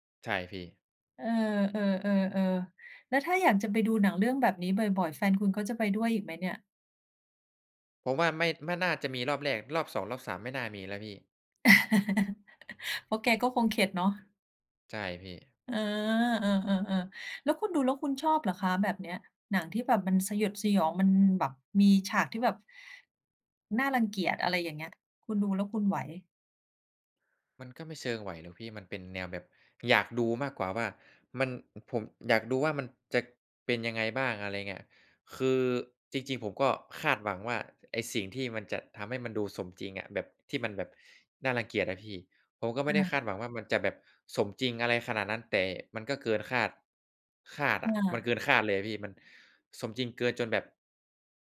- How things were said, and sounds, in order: chuckle
- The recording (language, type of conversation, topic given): Thai, unstructured, อะไรทำให้ภาพยนตร์บางเรื่องชวนให้รู้สึกน่ารังเกียจ?